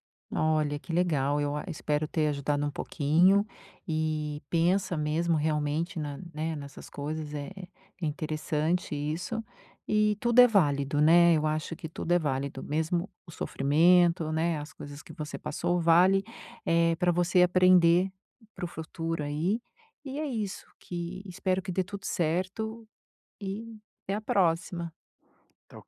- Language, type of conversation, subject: Portuguese, advice, Como posso estabelecer limites saudáveis ao iniciar um novo relacionamento após um término?
- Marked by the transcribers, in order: none